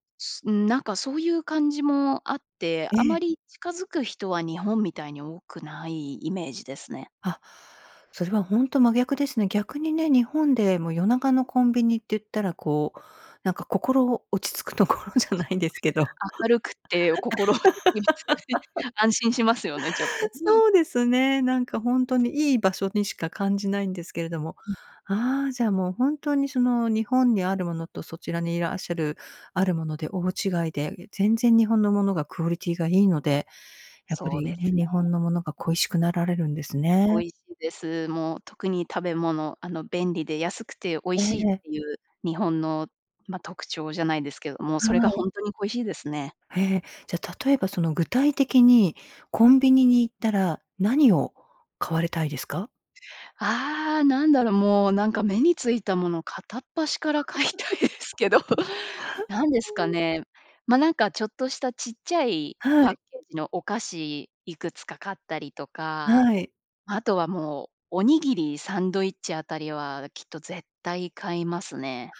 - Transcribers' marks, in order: other noise; laughing while speaking: "落ち着くところじゃないですけど"; laughing while speaking: "心落ち着きますよね"; laugh; laugh; laughing while speaking: "買いたいです けど"; laugh
- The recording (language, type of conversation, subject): Japanese, podcast, 故郷で一番恋しいものは何ですか？